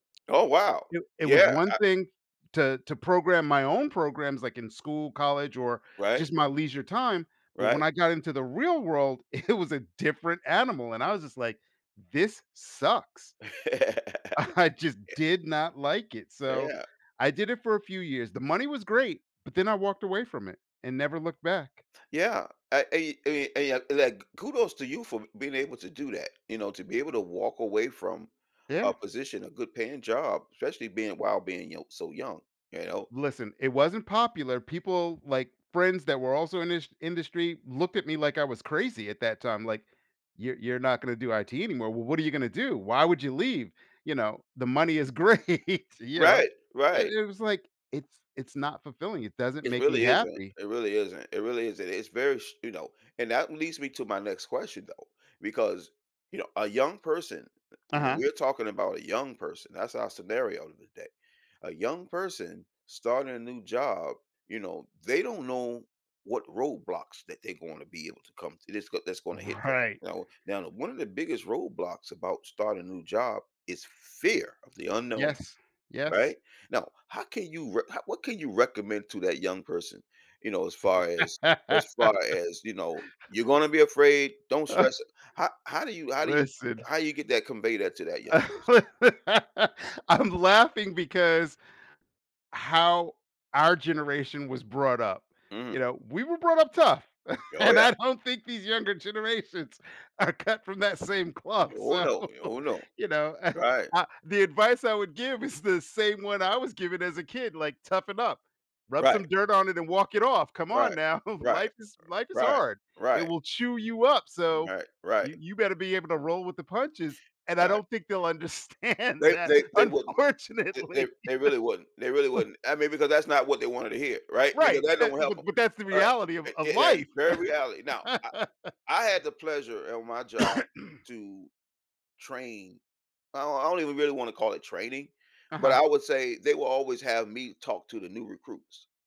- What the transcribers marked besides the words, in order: laughing while speaking: "it"; laugh; laughing while speaking: "I"; laughing while speaking: "great"; laugh; chuckle; laugh; laughing while speaking: "and I don't think these … same cloth, so"; tapping; laughing while speaking: "understand that, unfortunately"; chuckle; laugh; cough; throat clearing
- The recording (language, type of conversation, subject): English, podcast, What helps someone succeed and feel comfortable when starting a new job?
- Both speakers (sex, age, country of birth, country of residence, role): male, 55-59, United States, United States, guest; male, 60-64, United States, United States, host